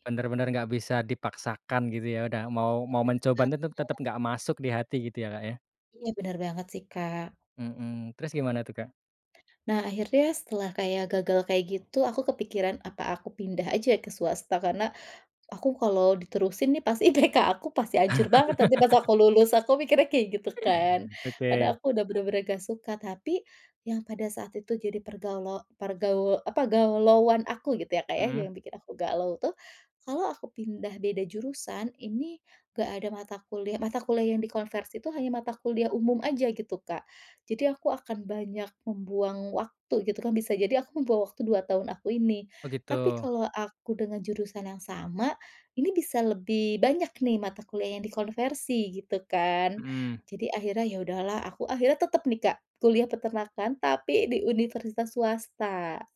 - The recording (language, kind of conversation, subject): Indonesian, podcast, Pernahkah kamu mengalami momen kegagalan yang justru membuka peluang baru?
- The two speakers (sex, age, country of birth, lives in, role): female, 35-39, Indonesia, Indonesia, guest; male, 30-34, Indonesia, Indonesia, host
- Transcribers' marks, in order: laughing while speaking: "IPK"; laugh; "galauan" said as "gaulauan"